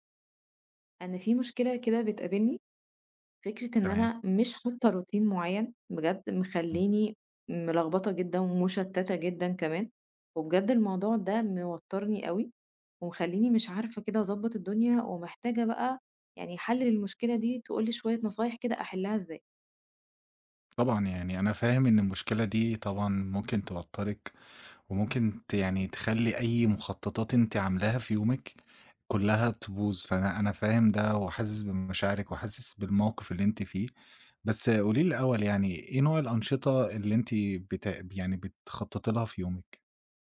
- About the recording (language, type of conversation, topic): Arabic, advice, إزاي غياب التخطيط اليومي بيخلّيك تضيّع وقتك؟
- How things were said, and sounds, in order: in English: "روتين"